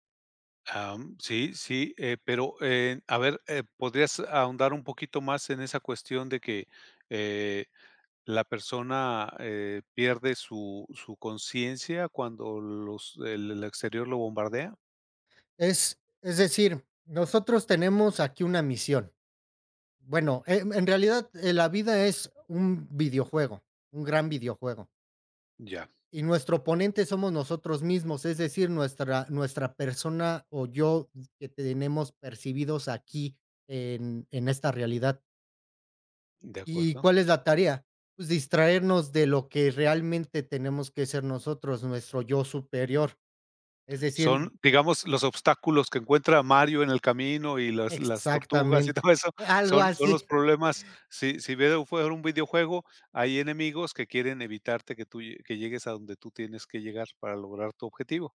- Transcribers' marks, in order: chuckle
- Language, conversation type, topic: Spanish, podcast, ¿De dónde sacas inspiración en tu día a día?